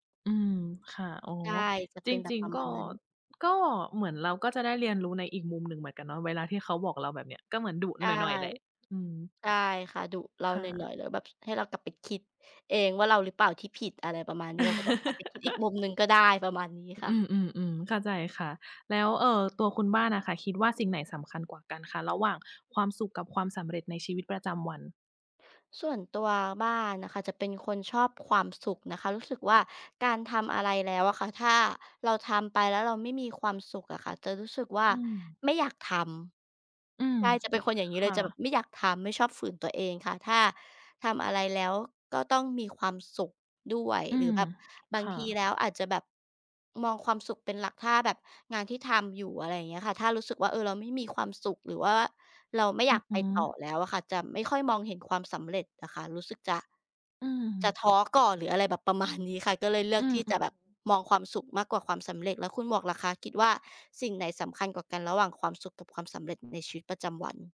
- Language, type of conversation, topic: Thai, unstructured, อะไรที่ทำให้คุณรู้สึกสุขใจในแต่ละวัน?
- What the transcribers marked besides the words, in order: laugh; laughing while speaking: "ประมาณ"; tapping